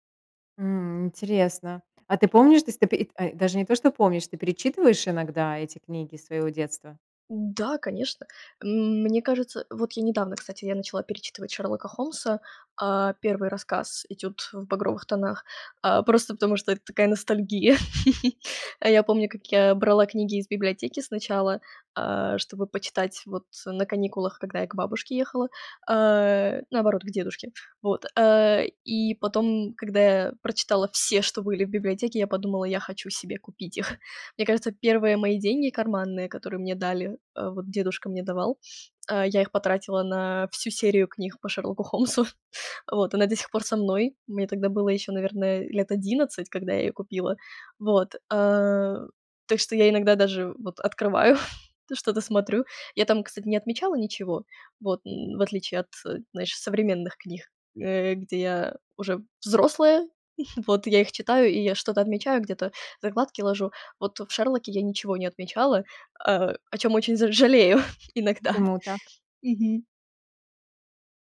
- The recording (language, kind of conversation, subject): Russian, podcast, Что в обычном дне приносит тебе маленькую радость?
- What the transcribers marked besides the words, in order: chuckle; chuckle; chuckle; chuckle; chuckle